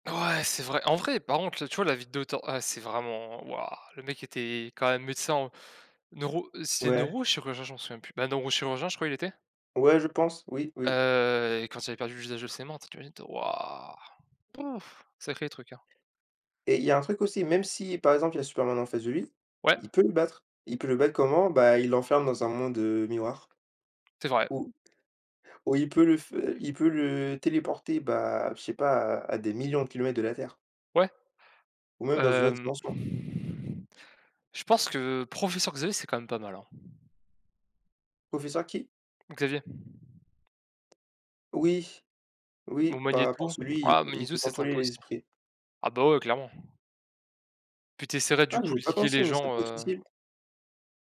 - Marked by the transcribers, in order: "neurologue" said as "neuro"; other noise; other background noise; tapping
- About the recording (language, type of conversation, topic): French, unstructured, Comment une journée où chacun devrait vivre comme s’il était un personnage de roman ou de film influencerait-elle la créativité de chacun ?